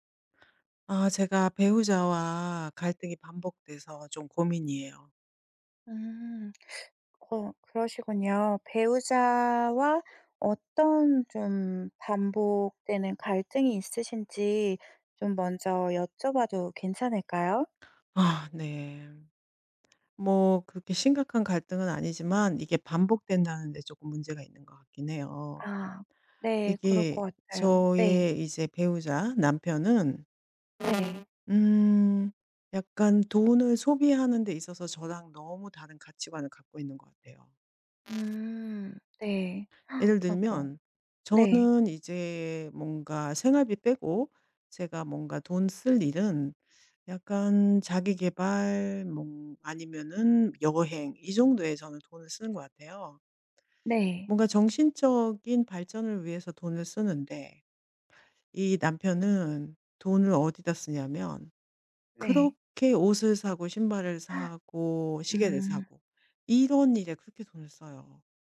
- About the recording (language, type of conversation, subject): Korean, advice, 배우자 가족과의 갈등이 반복될 때 어떻게 대처하면 좋을까요?
- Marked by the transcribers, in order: other background noise; tapping; gasp; gasp